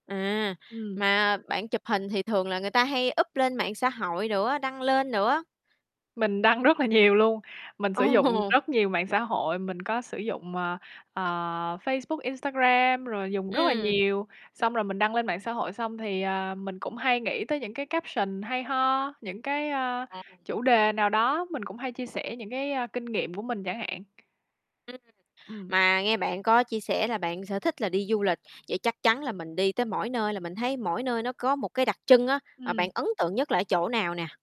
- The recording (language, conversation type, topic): Vietnamese, podcast, Kỷ niệm đáng nhớ nhất của bạn liên quan đến sở thích này là gì?
- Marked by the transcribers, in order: in English: "up"; other background noise; laughing while speaking: "đăng rất là nhiều"; chuckle; tapping; in English: "caption"; distorted speech